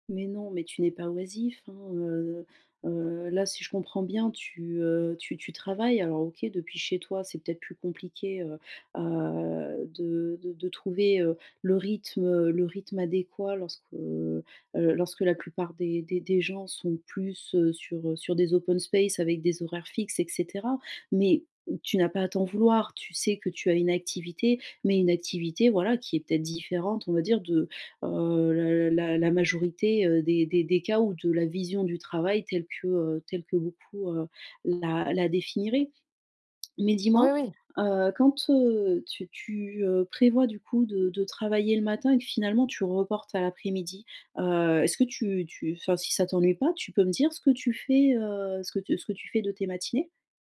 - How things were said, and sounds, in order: none
- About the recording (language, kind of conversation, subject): French, advice, Pourquoi est-ce que je procrastine malgré de bonnes intentions et comment puis-je rester motivé sur le long terme ?